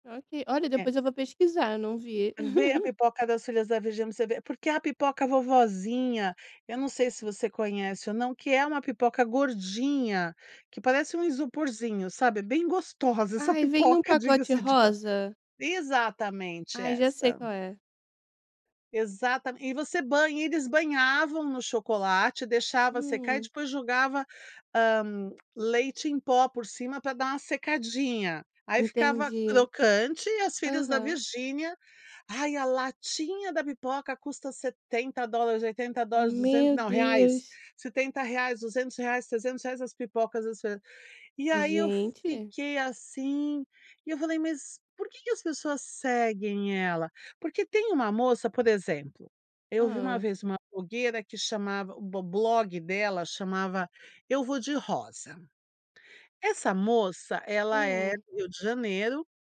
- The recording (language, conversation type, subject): Portuguese, podcast, Como você explicaria o fenômeno dos influenciadores digitais?
- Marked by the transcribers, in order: laugh; laughing while speaking: "gostosa essa pipoca"